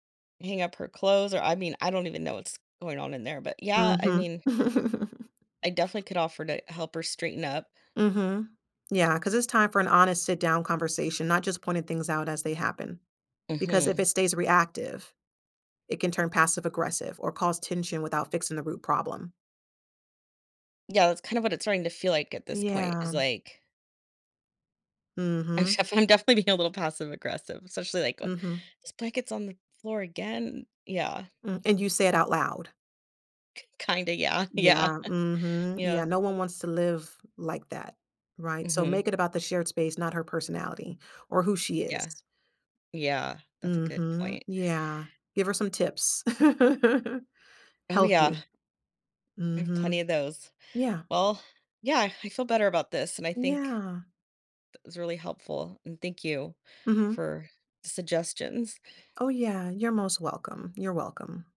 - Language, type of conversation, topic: English, advice, How can I address my roommate's messy dishes and poor hygiene?
- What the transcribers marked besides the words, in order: laugh; laughing while speaking: "I'm def I'm definitely being a little"; chuckle; laugh; tapping